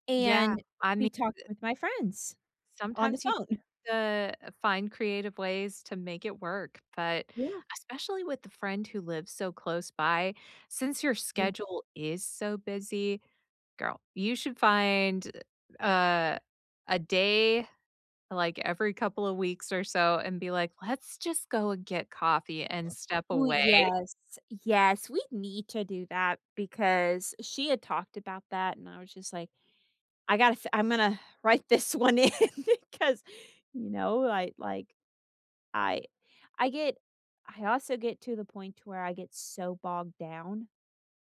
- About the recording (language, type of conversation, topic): English, unstructured, How do you balance time between family and friends?
- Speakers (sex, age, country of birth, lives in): female, 35-39, United States, United States; female, 40-44, United States, United States
- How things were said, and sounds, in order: other background noise; laughing while speaking: "this one in 'cause"